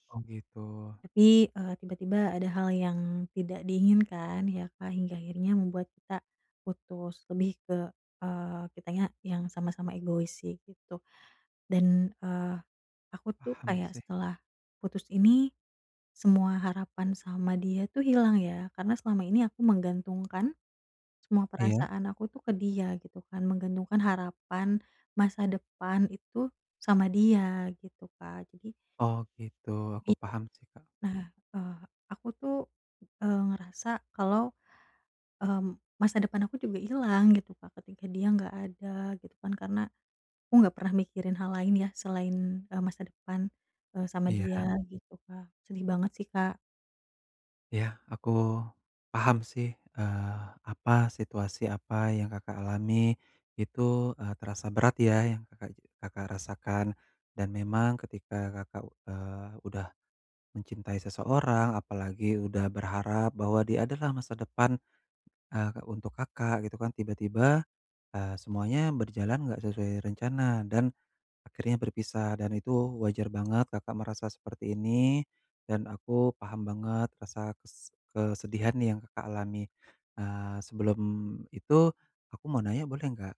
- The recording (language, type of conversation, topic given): Indonesian, advice, Bagaimana cara memproses duka dan harapan yang hilang secara sehat?
- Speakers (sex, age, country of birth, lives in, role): female, 30-34, Indonesia, Indonesia, user; male, 30-34, Indonesia, Indonesia, advisor
- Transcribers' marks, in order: none